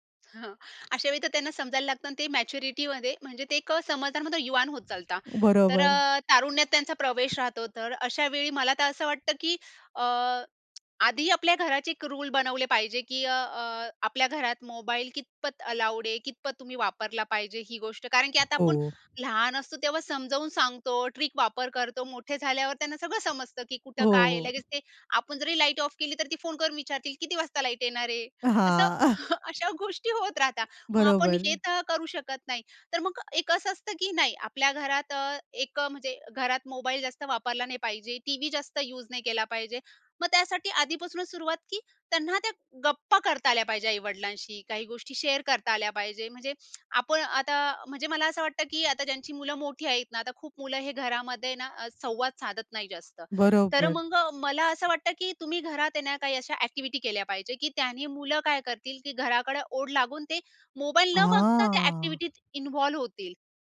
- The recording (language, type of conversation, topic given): Marathi, podcast, मुलांशी दररोज प्रभावी संवाद कसा साधता?
- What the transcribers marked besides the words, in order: other background noise; in English: "मॅच्युरिटीमध्ये"; in English: "रूल"; in English: "अलाउड"; in English: "ट्रिक"; in English: "ऑफ"; chuckle; in English: "यूज"; in English: "एक्टिव्हिटी"; drawn out: "हां"; in English: "एक्टिव्हिटीत इन्व्हॉल्व्ह"